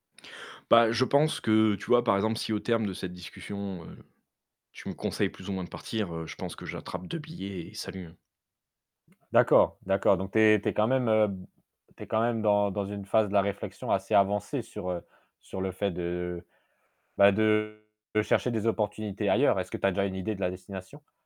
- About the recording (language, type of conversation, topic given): French, advice, Comment surmonter la peur de l’échec après une grosse déception qui t’empêche d’agir ?
- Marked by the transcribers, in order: other noise; distorted speech